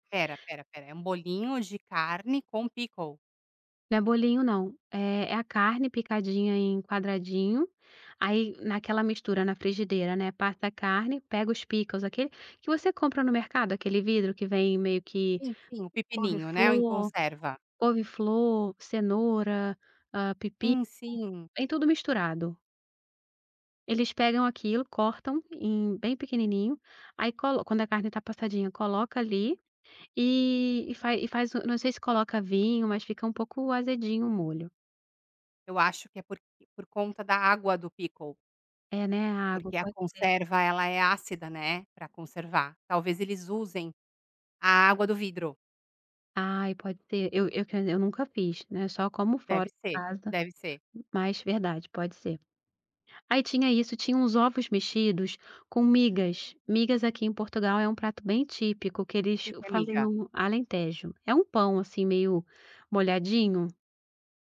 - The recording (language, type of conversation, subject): Portuguese, podcast, Como a comida influencia a sensação de pertencimento?
- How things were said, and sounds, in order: tapping; in English: "pickles?"; put-on voice: "pickles?"; in English: "pickles"; other background noise; in English: "pickle"